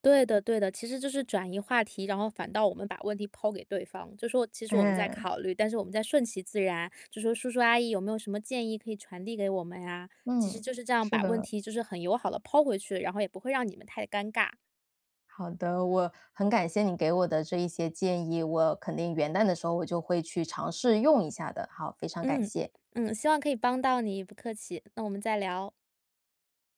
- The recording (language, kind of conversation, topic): Chinese, advice, 聚会中出现尴尬时，我该怎么做才能让气氛更轻松自然？
- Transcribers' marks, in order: none